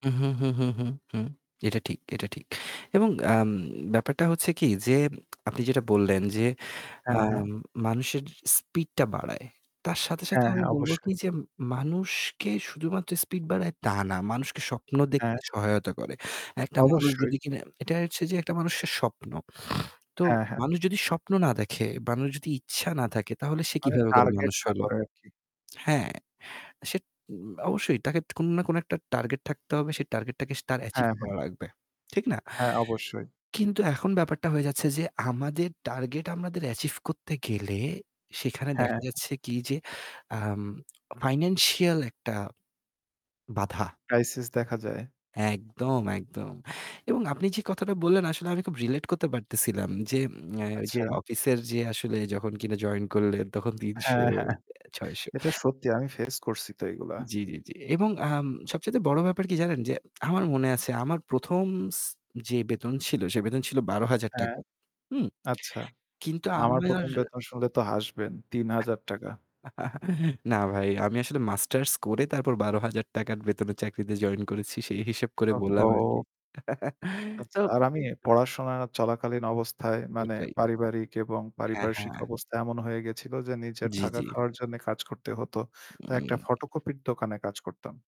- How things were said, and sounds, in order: static; lip smack; distorted speech; snort; in English: "অ্যাচিভ"; in English: "অ্যাচিভ"; tapping; in English: "ফাইন্যান্সিয়াল"; in English: "ক্রাইসিস"; in English: "রিলেট"; lip smack; chuckle; other background noise; chuckle; other noise
- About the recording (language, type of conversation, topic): Bengali, unstructured, বেতন বাড়ার পরও অনেকেই কেন আর্থিক সমস্যায় পড়ে?